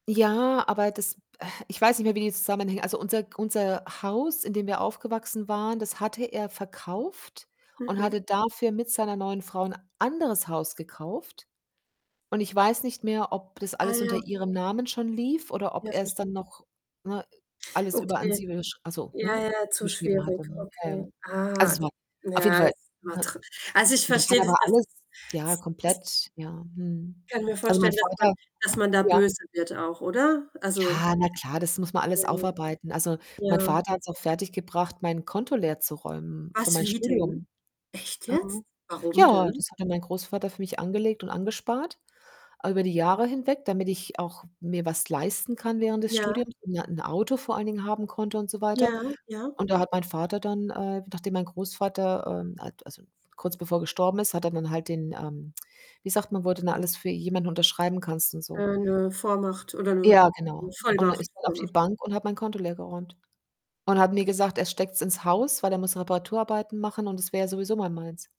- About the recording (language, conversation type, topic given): German, unstructured, Wie findest du heraus, wer du wirklich bist?
- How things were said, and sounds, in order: other background noise; static; distorted speech; unintelligible speech